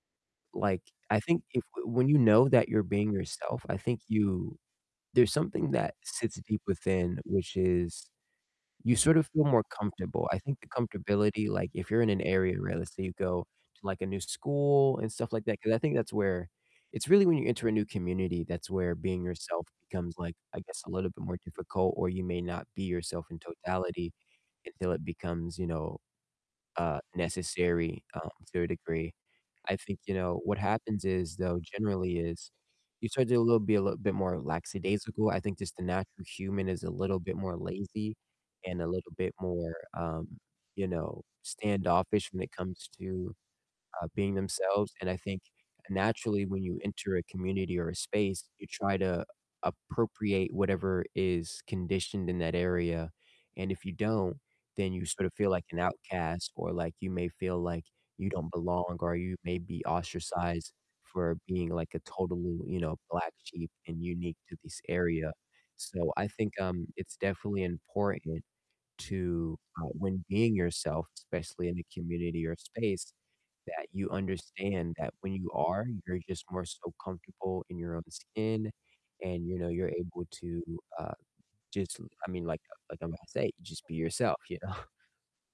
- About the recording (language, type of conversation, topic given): English, unstructured, What does being yourself mean to you?
- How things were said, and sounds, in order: static; distorted speech; other background noise; laughing while speaking: "know?"